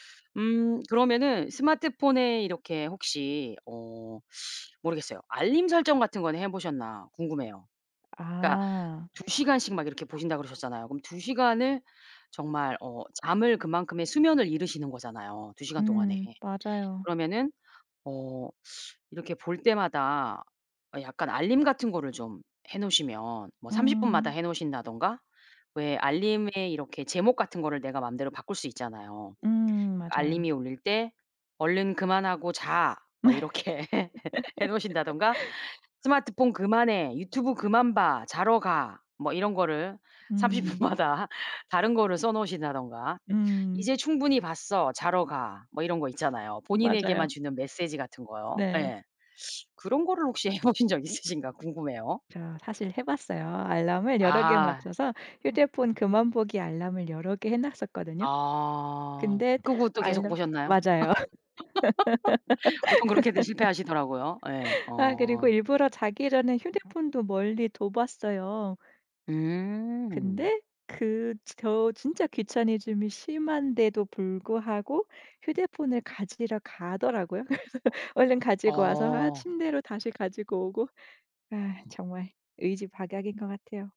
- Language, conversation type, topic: Korean, advice, 휴대폰 사용 때문에 잠드는 시간이 늦어지는 상황을 설명해 주실 수 있나요?
- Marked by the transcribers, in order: teeth sucking; tapping; other background noise; teeth sucking; laughing while speaking: "이렇게 해"; laugh; laughing while speaking: "삼십 분 마다"; laughing while speaking: "해보신 적 있으신가"; drawn out: "아"; laugh; laugh; laughing while speaking: "그래서"